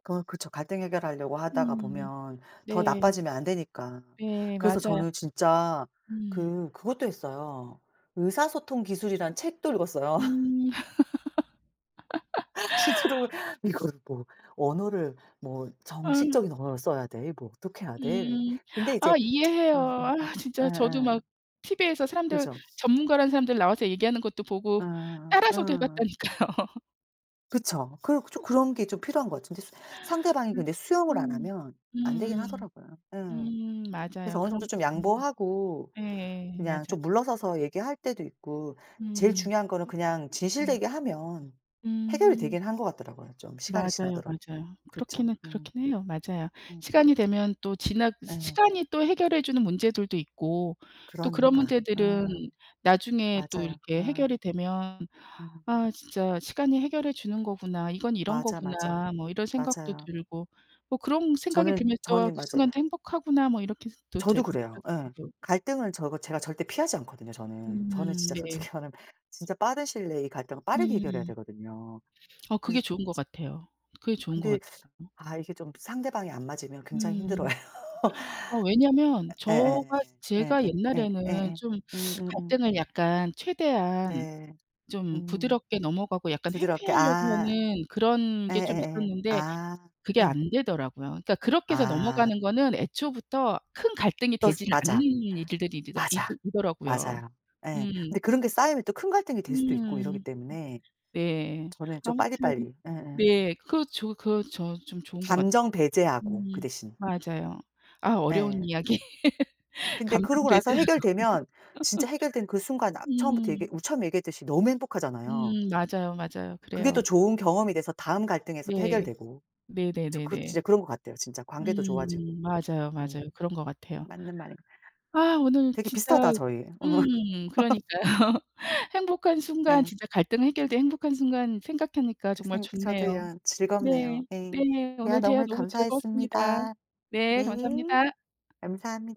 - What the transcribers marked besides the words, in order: laugh; laughing while speaking: "진짜로"; other background noise; laughing while speaking: "해 봤다니까요"; laugh; unintelligible speech; laughing while speaking: "솔직히 말하면"; laughing while speaking: "힘들어해요"; laughing while speaking: "이야기"; laugh; laughing while speaking: "배제하고"; laugh; laughing while speaking: "그러니까요"; laugh; tapping
- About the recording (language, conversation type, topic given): Korean, unstructured, 갈등을 해결한 뒤 가장 행복하다고 느끼는 순간은 언제인가요?